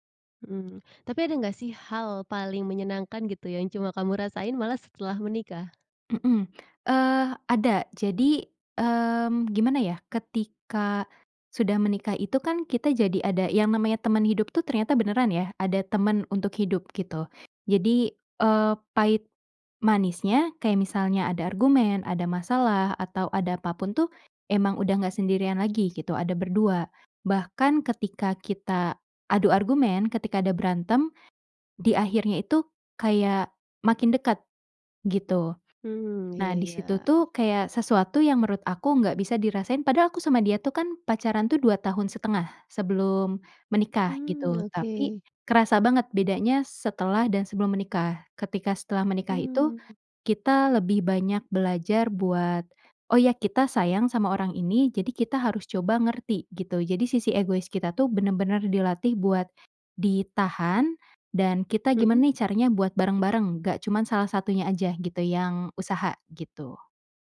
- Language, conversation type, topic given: Indonesian, podcast, Apa yang berubah dalam hidupmu setelah menikah?
- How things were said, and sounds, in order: none